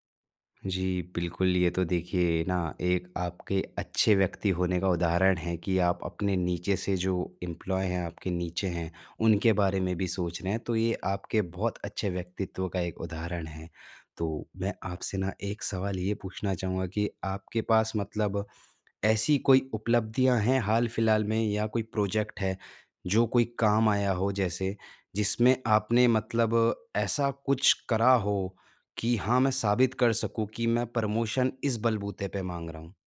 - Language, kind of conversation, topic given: Hindi, advice, मैं अपने प्रबंधक से वेतन‑वृद्धि या पदोन्नति की बात आत्मविश्वास से कैसे करूँ?
- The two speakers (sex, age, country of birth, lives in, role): male, 25-29, India, India, advisor; male, 25-29, India, India, user
- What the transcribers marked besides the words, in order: in English: "एम्प्लॉयी"; in English: "प्रोजेक्ट"; in English: "प्रमोशन"